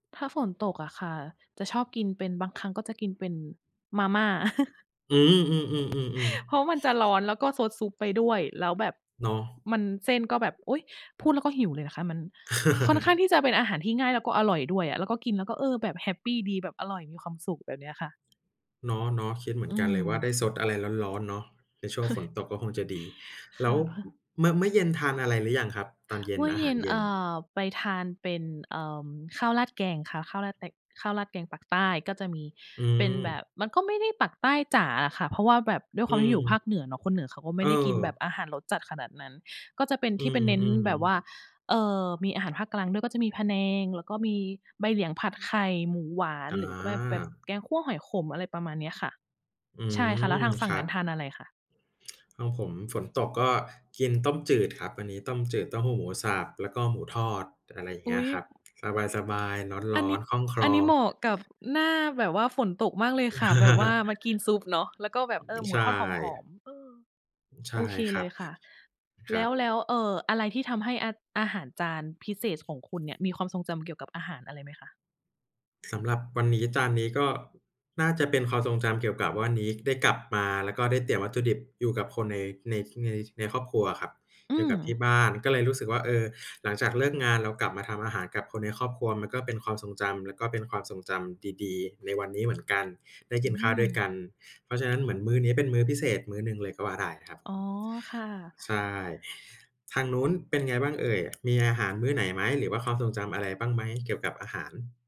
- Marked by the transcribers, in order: chuckle; other background noise; laugh; tapping; chuckle; laugh
- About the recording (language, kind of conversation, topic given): Thai, unstructured, อาหารจานโปรดที่ทำให้คุณรู้สึกมีความสุขคืออะไร?